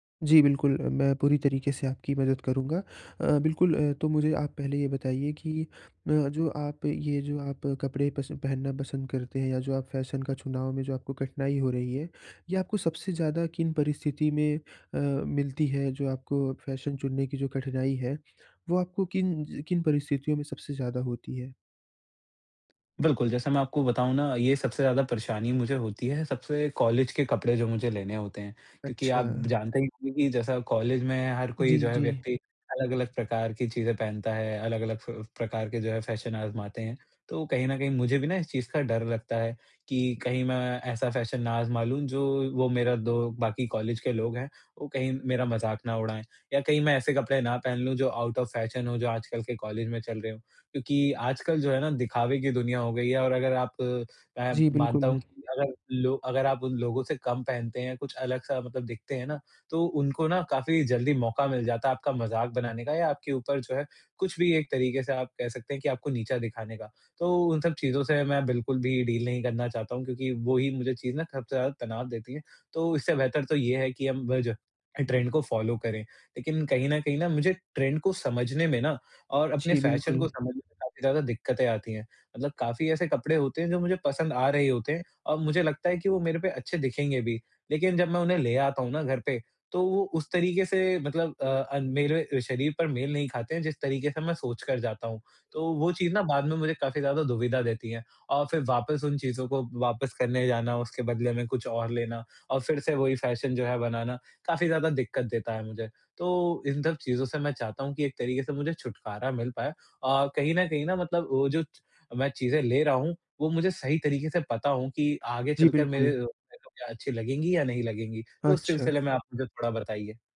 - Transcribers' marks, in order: tapping; other background noise; in English: "आउट ऑफ"; in English: "डील"; "सबसे" said as "खबसे"; in English: "ट्रेंड"; in English: "फॉलो"; in English: "ट्रेंड"; unintelligible speech
- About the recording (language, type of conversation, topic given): Hindi, advice, कपड़े और फैशन चुनने में मुझे मुश्किल होती है—मैं कहाँ से शुरू करूँ?